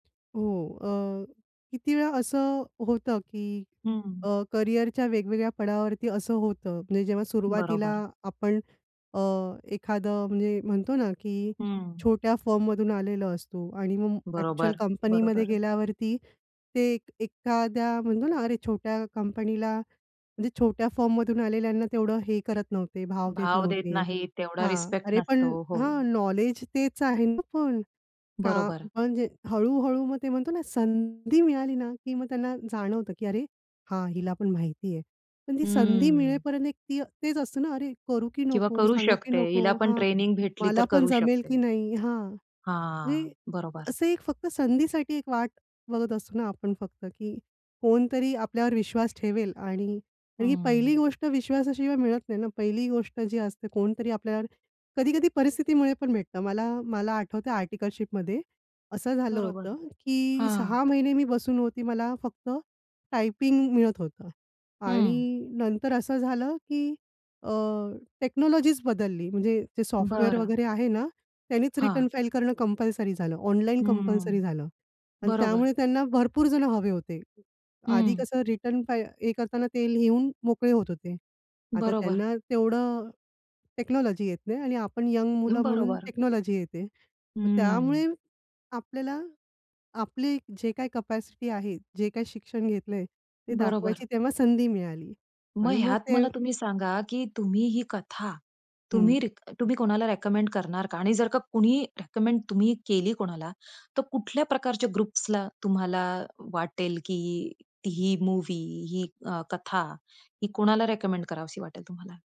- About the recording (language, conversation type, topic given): Marathi, podcast, तुम्हाला नेहमी कोणती कथा किंवा मालिका सर्वाधिक भावते?
- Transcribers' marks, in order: other noise; in English: "फर्ममधून"; in English: "फर्ममधून"; tapping; in English: "टेक्नॉलॉजीच"; in English: "टेक्नॉलॉजी"; in English: "टेक्नॉलॉजी"; in English: "ग्रुप्सला"